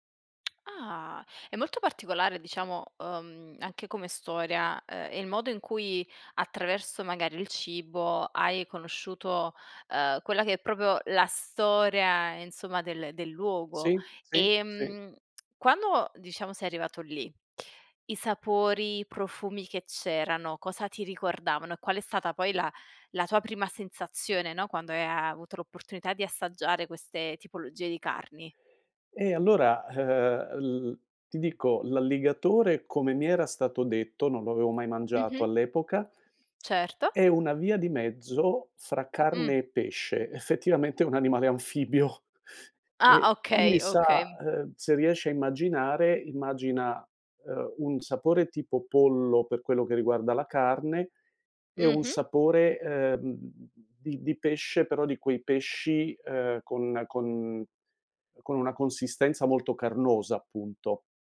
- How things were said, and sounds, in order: tapping; surprised: "Ah"; "proprio" said as "propo"; "insomma" said as "enzomma"; chuckle
- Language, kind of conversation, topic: Italian, podcast, Qual è un tuo ricordo legato a un pasto speciale?